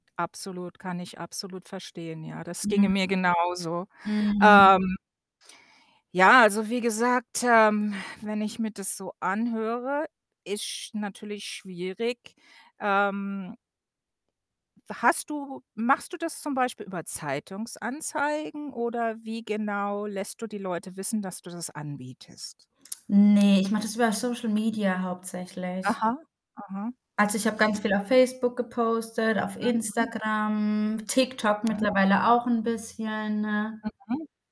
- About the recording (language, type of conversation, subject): German, advice, Wie gehst du mit deiner Frustration über ausbleibende Kunden und langsames Wachstum um?
- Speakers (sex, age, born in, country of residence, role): female, 30-34, Germany, Greece, user; female, 55-59, Germany, United States, advisor
- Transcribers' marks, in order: other background noise; distorted speech; tapping; mechanical hum; unintelligible speech